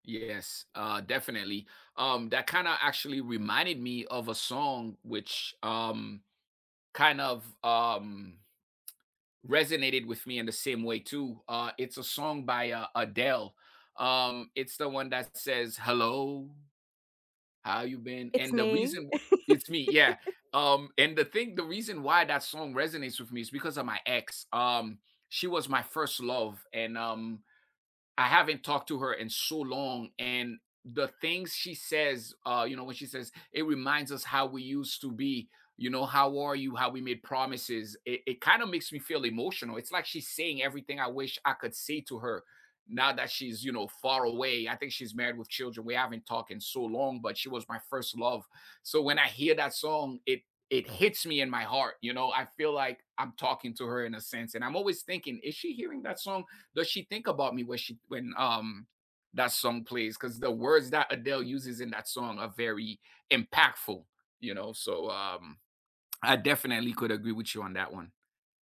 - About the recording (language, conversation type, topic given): English, unstructured, What song have you had on repeat lately, and why does it stick with you?
- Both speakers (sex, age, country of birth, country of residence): female, 35-39, United States, United States; male, 45-49, United States, United States
- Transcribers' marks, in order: tsk; laugh